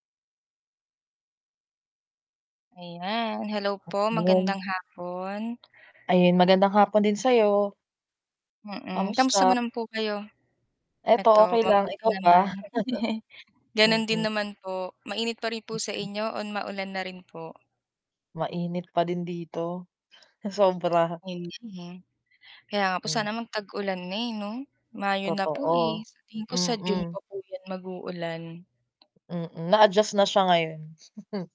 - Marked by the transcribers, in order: static; distorted speech; other background noise; tapping; chuckle; chuckle
- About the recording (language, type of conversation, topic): Filipino, unstructured, Sa tingin mo ba, mas nakatutulong o mas nakasasama ang teknolohiya sa pamilya?